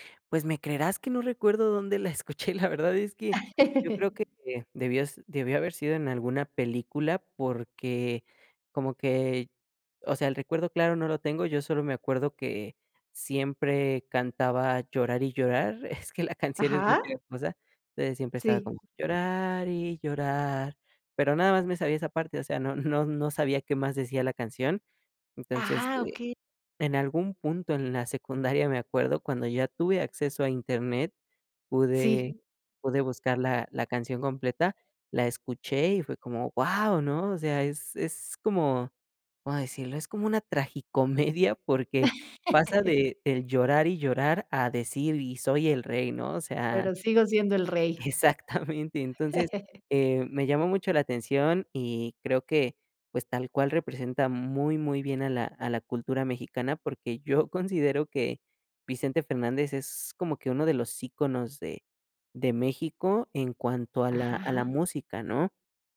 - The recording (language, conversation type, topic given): Spanish, podcast, ¿Qué canción te conecta con tu cultura?
- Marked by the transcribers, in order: laugh; singing: "llorar y llorar"; laugh; chuckle